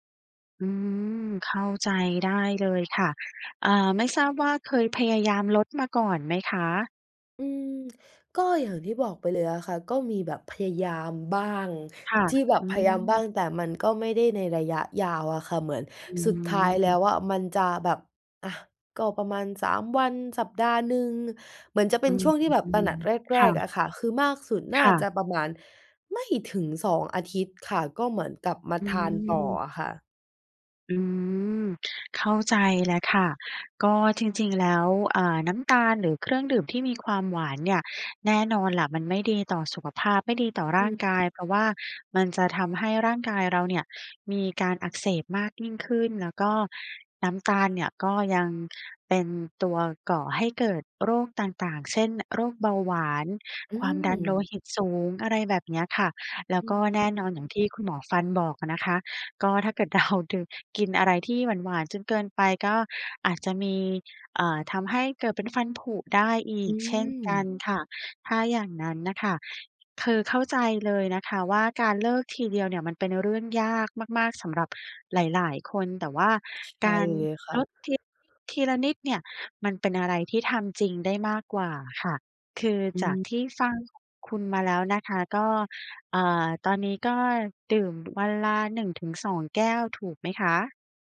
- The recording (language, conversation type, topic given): Thai, advice, คุณดื่มเครื่องดื่มหวานหรือเครื่องดื่มแอลกอฮอล์บ่อยและอยากลด แต่ทำไมถึงลดได้ยาก?
- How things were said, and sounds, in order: none